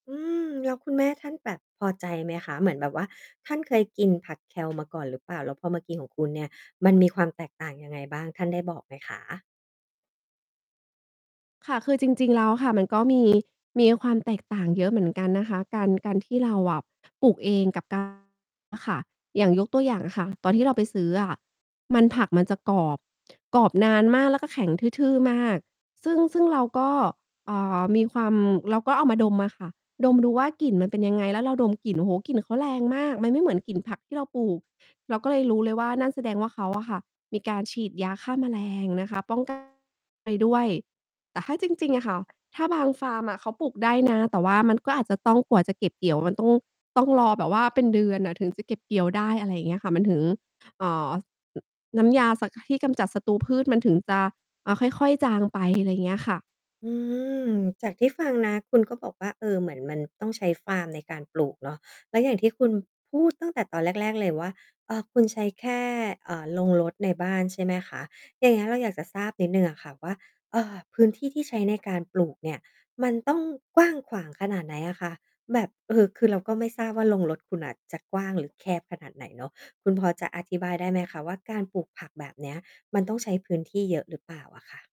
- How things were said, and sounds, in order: tapping; static; mechanical hum; distorted speech; other background noise
- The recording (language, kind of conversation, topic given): Thai, podcast, มีไอเดียทำสวนกินได้ในพื้นที่เล็กๆ เช่น ระเบียงคอนโดหรือมุมบ้านไหม?